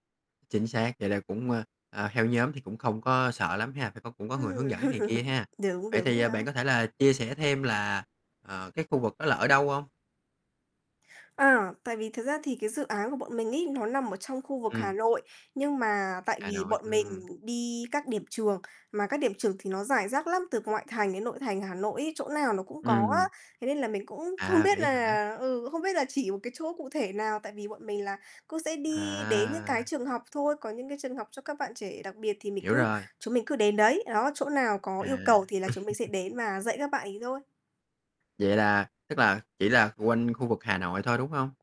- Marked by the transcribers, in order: chuckle; tapping; chuckle
- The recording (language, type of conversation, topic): Vietnamese, podcast, Bạn có thể chia sẻ trải nghiệm của mình khi tham gia một hoạt động tình nguyện không?